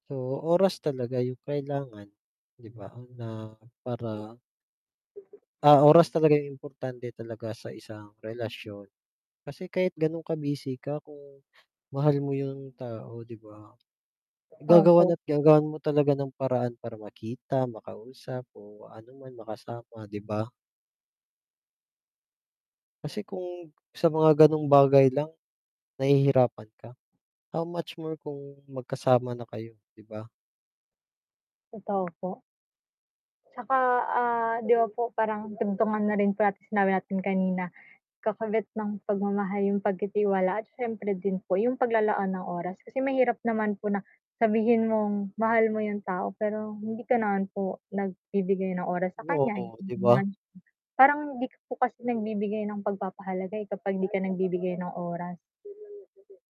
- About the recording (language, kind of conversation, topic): Filipino, unstructured, Paano mo sinusuportahan ang kapareha mo sa mga hamon sa buhay?
- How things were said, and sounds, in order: mechanical hum; other background noise; background speech; static; tapping; unintelligible speech